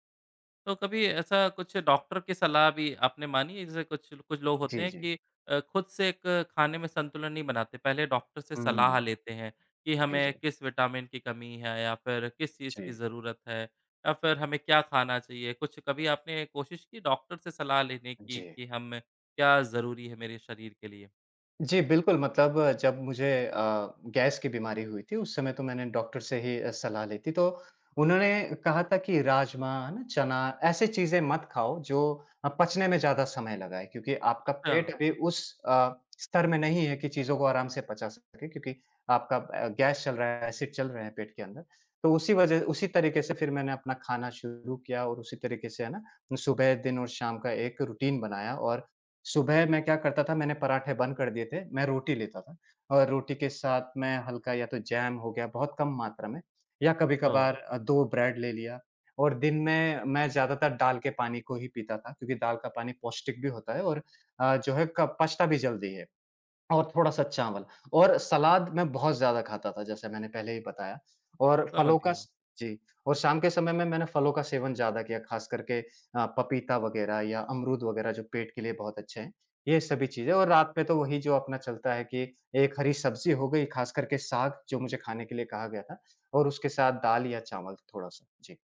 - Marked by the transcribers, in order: in English: "एसिड"; in English: "रूटीन"; in English: "जैम"; in English: "ब्रेड"
- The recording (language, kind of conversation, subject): Hindi, podcast, खाने में संतुलन बनाए रखने का आपका तरीका क्या है?